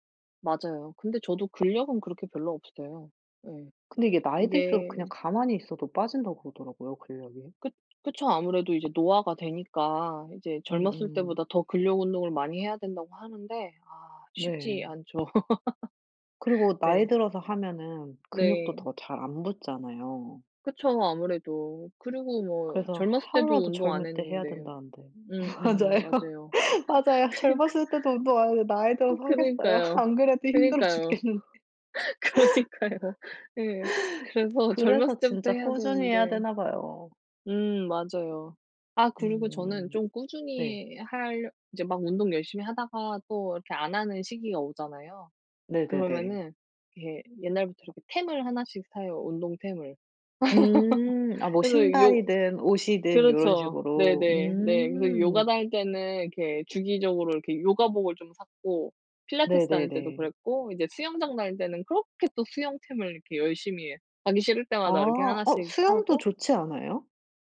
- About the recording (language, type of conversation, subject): Korean, unstructured, 운동을 꾸준히 하지 않으면 어떤 문제가 생길까요?
- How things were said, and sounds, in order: other background noise; laugh; laughing while speaking: "맞아요"; laugh; laughing while speaking: "그니까"; laugh; laughing while speaking: "그러니까요"; laugh; laugh